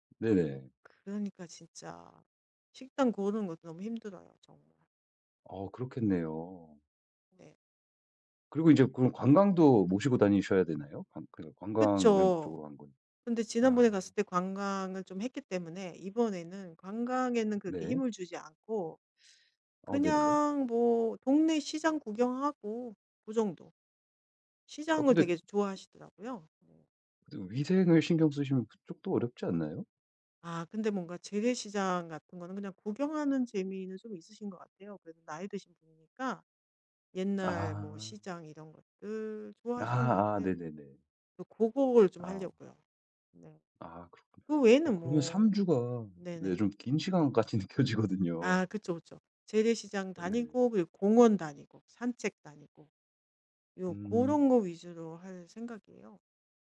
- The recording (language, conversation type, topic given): Korean, advice, 여행 준비를 할 때 스트레스를 줄이려면 어떤 방법이 좋을까요?
- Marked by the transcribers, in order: other background noise; tapping; laughing while speaking: "느껴지거든요"